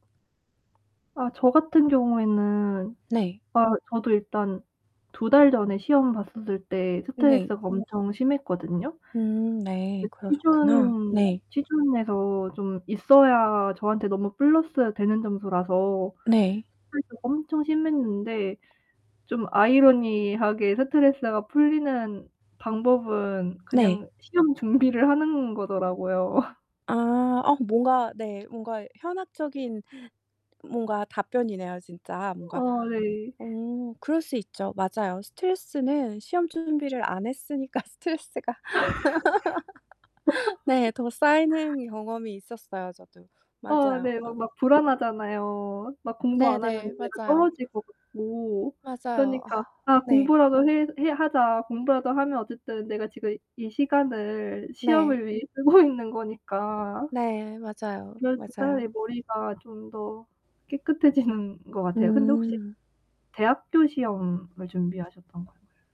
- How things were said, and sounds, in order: other background noise; tapping; distorted speech; static; laugh; laughing while speaking: "했으니까"; laugh; sigh; laughing while speaking: "쓰고"; laughing while speaking: "깨끗해지는"
- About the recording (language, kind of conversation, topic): Korean, unstructured, 시험 스트레스는 어떻게 극복하고 있나요?